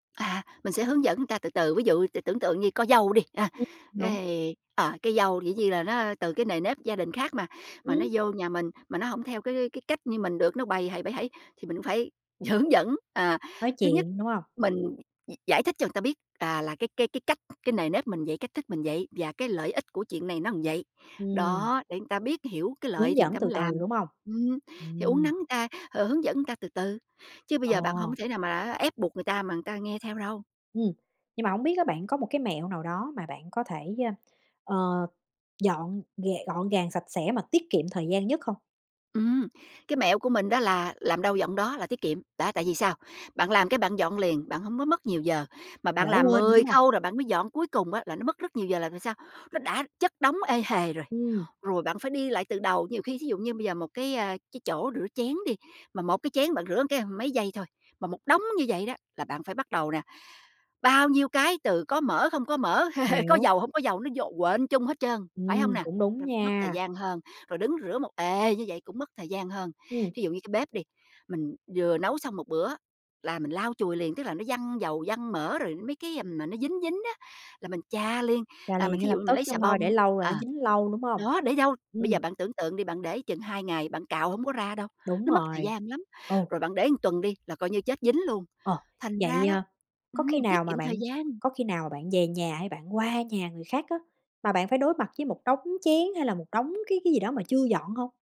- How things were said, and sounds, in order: "người" said as "ừn"; "chuyện" said as "chiện"; other background noise; other noise; "là" said as "ừn"; "người" said as "ừn"; "người" said as "ừn"; "người" said as "ừn"; tapping; "người" said as "ừn"; "một" said as "ừn"; chuckle; "một" said as "ừn"
- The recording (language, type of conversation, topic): Vietnamese, podcast, Bạn có những mẹo nào để giữ bếp luôn sạch sẽ mỗi ngày?